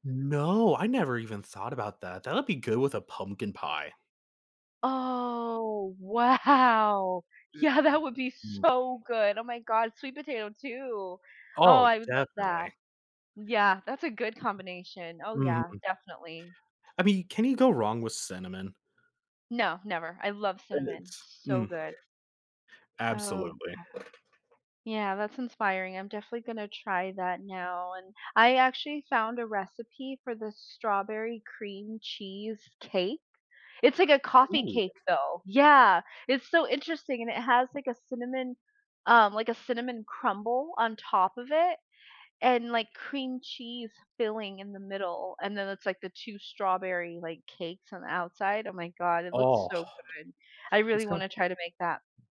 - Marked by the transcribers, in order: drawn out: "Oh"; laughing while speaking: "wow. Yeah"; stressed: "so"; other background noise
- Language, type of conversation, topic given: English, unstructured, What makes a meal truly memorable for you?
- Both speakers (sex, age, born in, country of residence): female, 35-39, United States, United States; male, 20-24, United States, United States